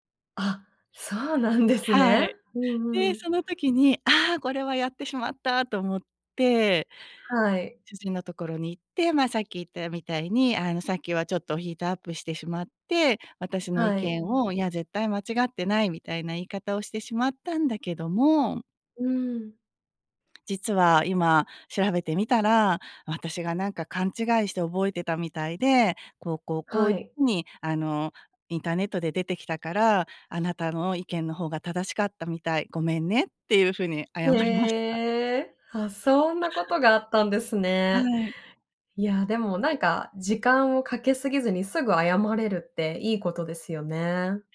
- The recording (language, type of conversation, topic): Japanese, podcast, うまく謝るために心がけていることは？
- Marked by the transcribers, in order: other noise; tapping